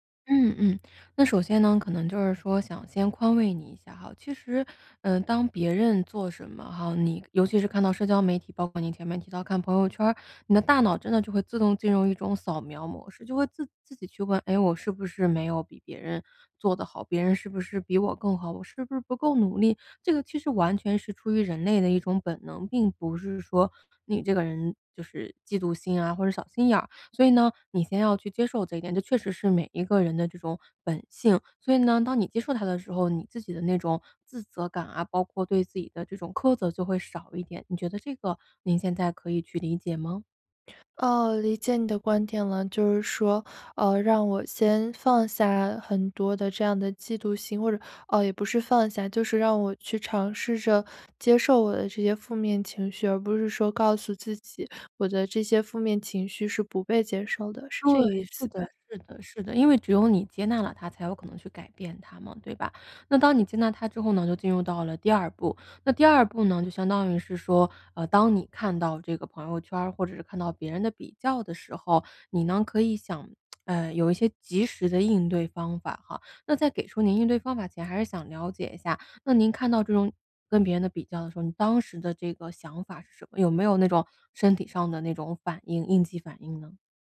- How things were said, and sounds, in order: tsk; other background noise
- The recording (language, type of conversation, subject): Chinese, advice, 我总是容易被消极比较影响情绪，该怎么做才能不让心情受影响？